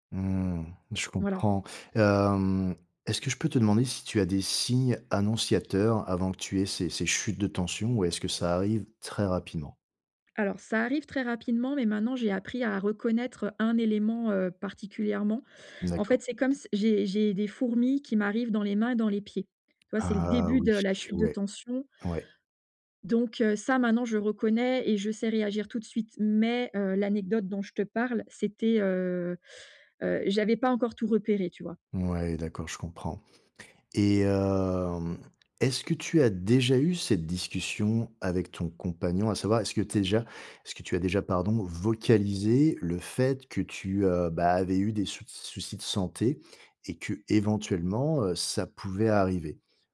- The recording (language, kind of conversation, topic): French, advice, Dire ses besoins sans honte
- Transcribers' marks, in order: none